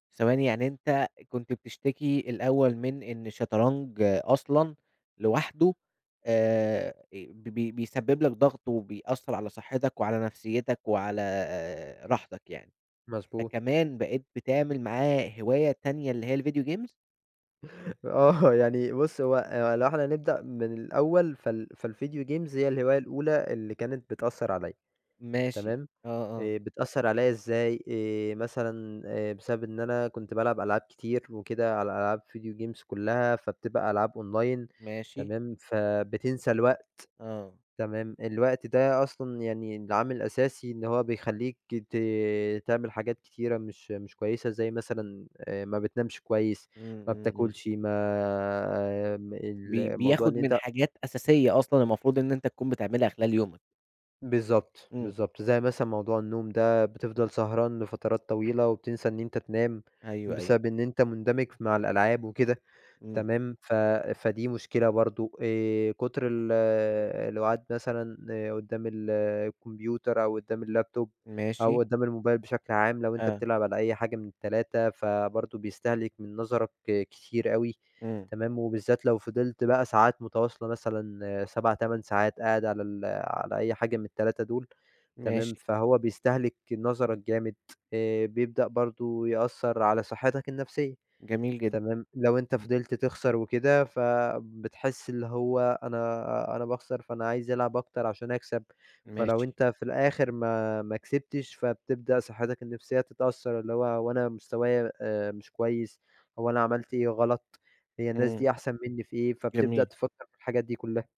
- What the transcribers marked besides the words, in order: in English: "الڤيديو جيمز؟!"; chuckle; laughing while speaking: "آه، يعني"; in English: "فالvideo games"; in English: "video games"; in English: "أونلاين"; in English: "الكمبيوتر"; in English: "اللاب توب"; tapping
- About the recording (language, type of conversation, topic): Arabic, podcast, هل الهواية بتأثر على صحتك الجسدية أو النفسية؟